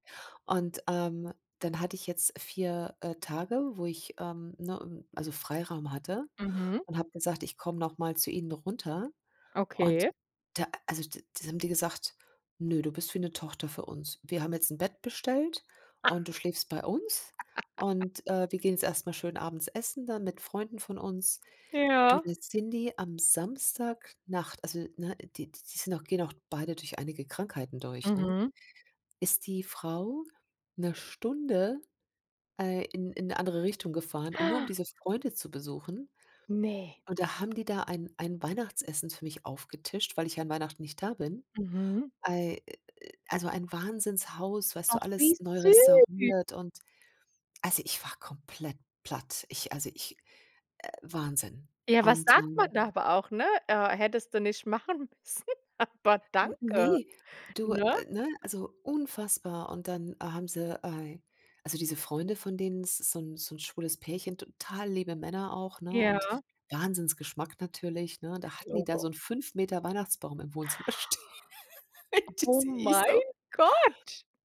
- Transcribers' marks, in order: chuckle; gasp; surprised: "Ne"; drawn out: "süß"; laughing while speaking: "müssen"; inhale; joyful: "Oh, mein Gott"; laughing while speaking: "stehen, sehe ich so"
- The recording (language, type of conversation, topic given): German, podcast, Wer hat dir auf Reisen die größte Gastfreundschaft gezeigt?